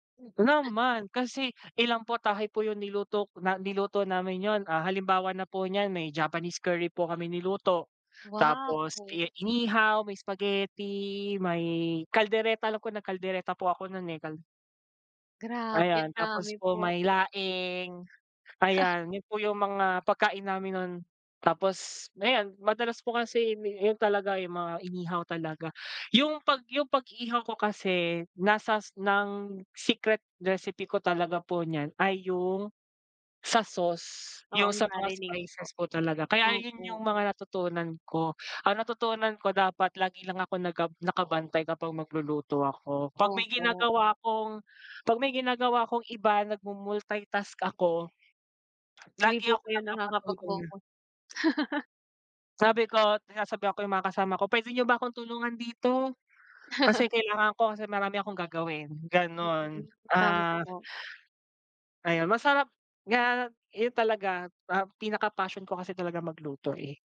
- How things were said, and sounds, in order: other background noise; chuckle; in English: "marinade"; dog barking; laugh; laugh
- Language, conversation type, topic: Filipino, unstructured, Ano ang pinakatumatak na karanasan mo sa pagluluto ng paborito mong ulam?